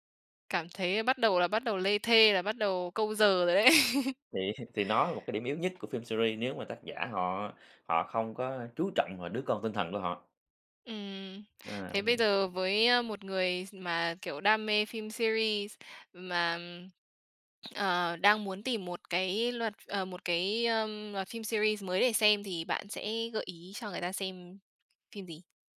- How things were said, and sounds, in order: laugh; laughing while speaking: "Thì"; in English: "series"; unintelligible speech; in English: "series"; in English: "series"
- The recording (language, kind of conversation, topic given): Vietnamese, podcast, Bạn thích xem phim điện ảnh hay phim truyền hình dài tập hơn, và vì sao?